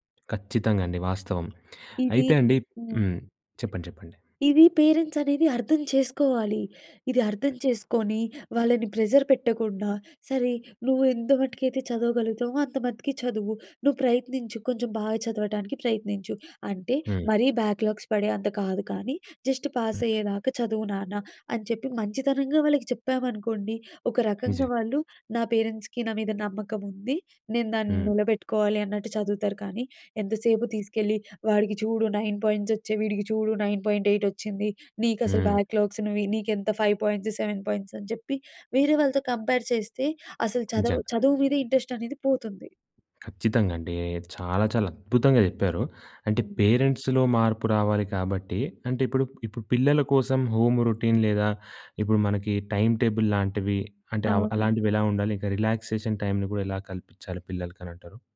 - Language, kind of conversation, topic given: Telugu, podcast, పిల్లల ఒత్తిడిని తగ్గించేందుకు మీరు అనుసరించే మార్గాలు ఏమిటి?
- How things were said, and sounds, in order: in English: "పేరెంట్స్"; tapping; in English: "ప్రెజర్"; in English: "బ్యాక్లాగ్స్"; in English: "జస్ట్ పాస్"; in English: "పేరెంట్స్‌కి"; in English: "నైన్ పాయింట్స్"; in English: "నైన్ పాయింట్ ఎయిట్"; in English: "బ్యాక్లాగ్స్‌ను"; in English: "ఫైవ్ పాయింట్స్, సెవెన్ పాయింట్స్"; in English: "కంపేర్"; in English: "ఇంట్రెస్ట్"; in English: "పేరెంట్స్‌లో"; in English: "హోమ్ రొటీన్"; in English: "టైం టేబుల్"; in English: "రిలాక్సేషన్"